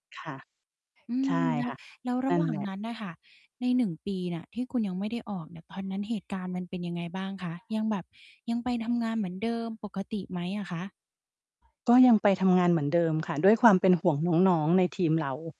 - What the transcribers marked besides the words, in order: static; distorted speech; other background noise; mechanical hum
- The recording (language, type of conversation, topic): Thai, podcast, มีสัญญาณอะไรบ้างที่บอกว่าถึงเวลาควรเปลี่ยนงานแล้ว?